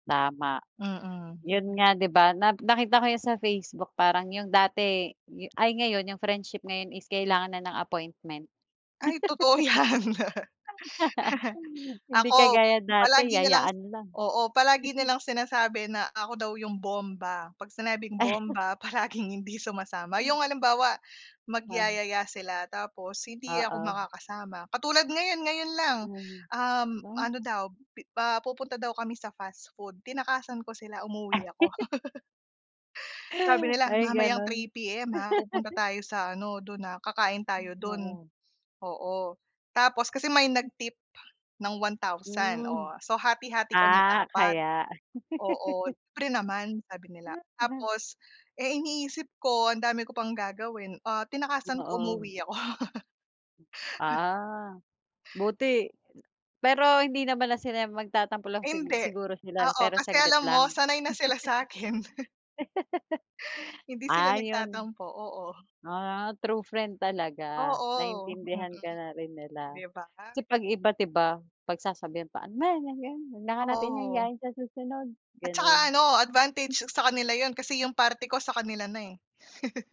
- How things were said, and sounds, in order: laughing while speaking: "yan"; chuckle; laugh; chuckle; laughing while speaking: "palaging hindi sumasama"; chuckle; chuckle; laugh; laugh; tapping; laughing while speaking: "sa'kin"; laugh; chuckle
- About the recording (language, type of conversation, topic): Filipino, unstructured, Paano mo pinananatili ang pagkakaibigan kahit magkalayo kayo?
- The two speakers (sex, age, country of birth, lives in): female, 30-34, Philippines, Philippines; female, 40-44, Philippines, Philippines